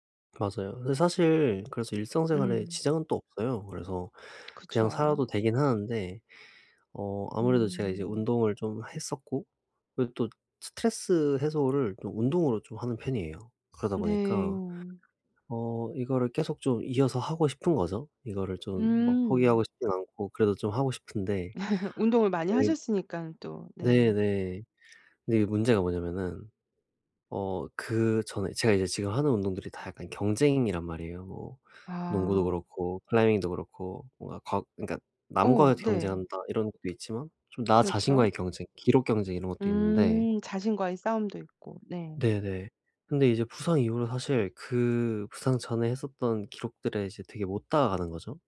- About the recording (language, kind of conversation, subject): Korean, advice, 부상이나 좌절 후 운동 목표를 어떻게 현실적으로 재설정하고 기대치를 조정할 수 있을까요?
- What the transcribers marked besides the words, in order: tapping; other background noise; laugh